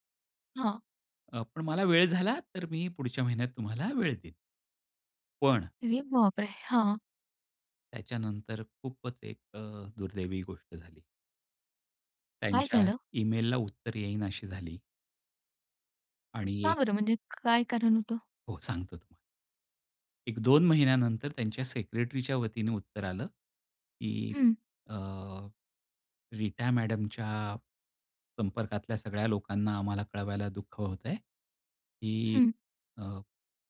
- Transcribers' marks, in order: sad: "त्याच्यानंतर खूपच एक अ, दुर्दैवी गोष्ट झाली"; anticipating: "काय झालं?"
- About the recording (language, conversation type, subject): Marathi, podcast, आपण मार्गदर्शकाशी नातं कसं निर्माण करता आणि त्याचा आपल्याला कसा फायदा होतो?